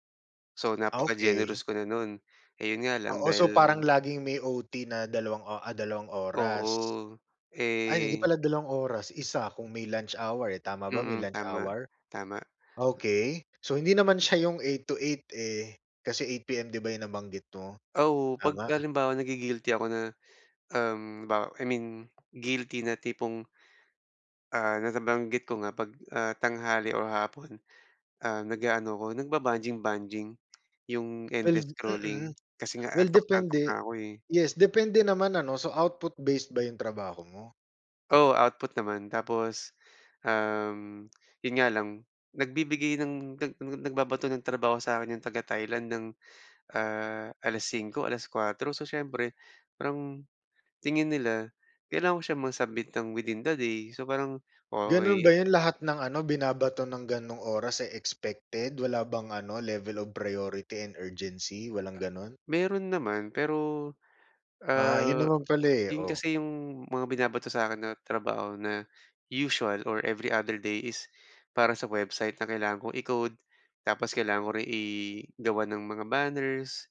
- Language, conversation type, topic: Filipino, advice, Ano ang mga praktikal na hakbang na maaari kong gawin para manatiling kalmado kapag nai-stress?
- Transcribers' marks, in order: in English: "endless scrolling"; in English: "output-based"; in English: "level of priority and urgency"; other background noise